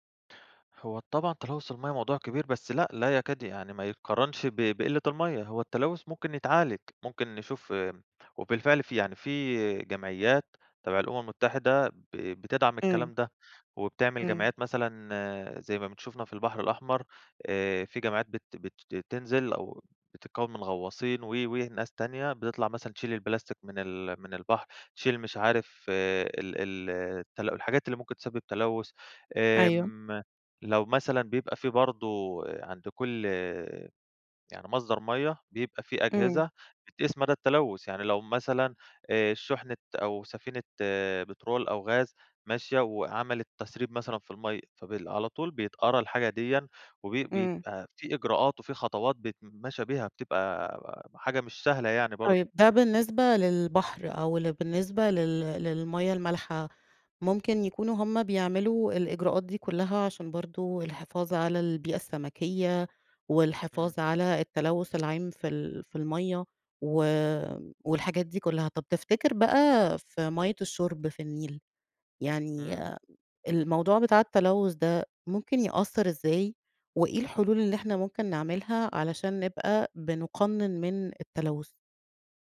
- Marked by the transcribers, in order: tapping
- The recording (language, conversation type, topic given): Arabic, podcast, ليه الميه بقت قضية كبيرة النهارده في رأيك؟